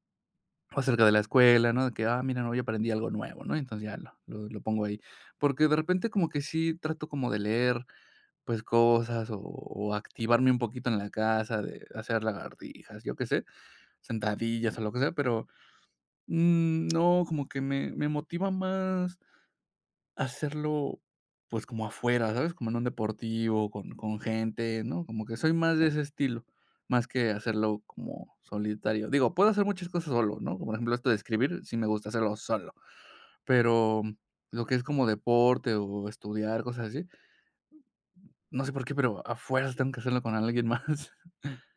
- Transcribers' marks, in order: other background noise; laughing while speaking: "más"
- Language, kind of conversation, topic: Spanish, advice, ¿Cómo puedo mantener la motivación a largo plazo cuando me canso?